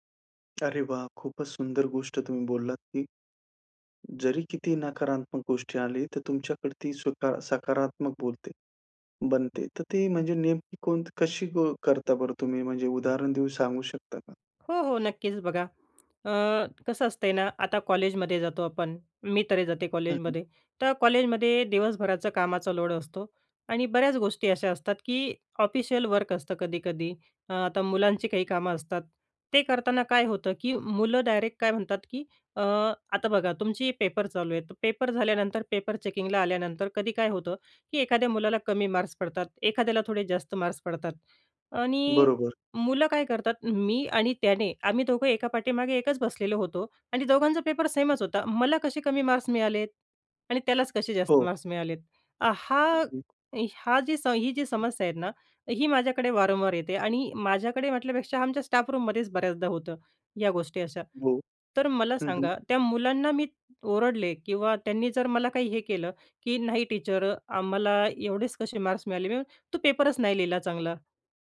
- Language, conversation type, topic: Marathi, podcast, मनःस्थिती टिकवण्यासाठी तुम्ही काय करता?
- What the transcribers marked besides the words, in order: tapping; in English: "ऑफिशियल वर्क"; in English: "चेकिंगला"; other background noise; in English: "स्टाफ-रूममध्येच"; in English: "टीचर"; unintelligible speech